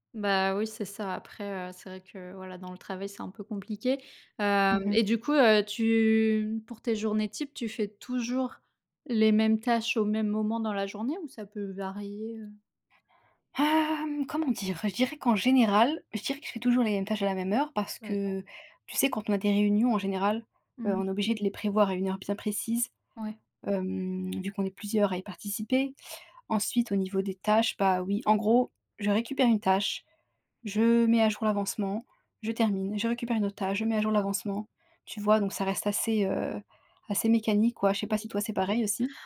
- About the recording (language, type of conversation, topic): French, unstructured, Comment organiser son temps pour mieux étudier ?
- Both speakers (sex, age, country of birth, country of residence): female, 25-29, France, France; female, 30-34, France, France
- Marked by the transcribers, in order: stressed: "Hem"